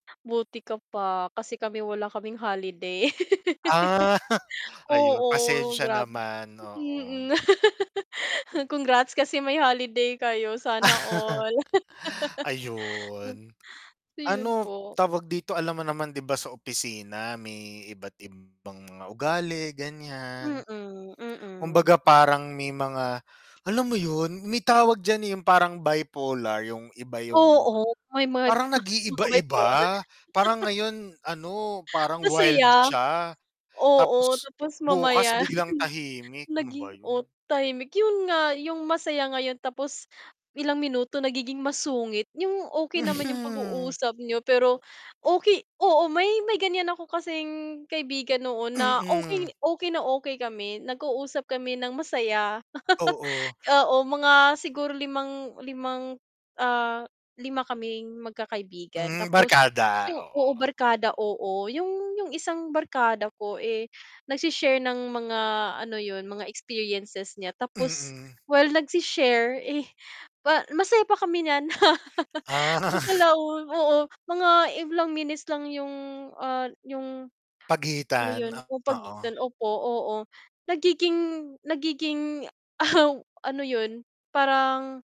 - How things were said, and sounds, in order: static; chuckle; laugh; laugh; laugh; laugh; distorted speech; laughing while speaking: "mga bipolar"; laugh; mechanical hum; chuckle; chuckle; laughing while speaking: "Ah"; chuckle; tapping; chuckle
- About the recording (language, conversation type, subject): Filipino, unstructured, Ano ang kinatatakutan mo kapag sinusubukan mong maging ibang tao?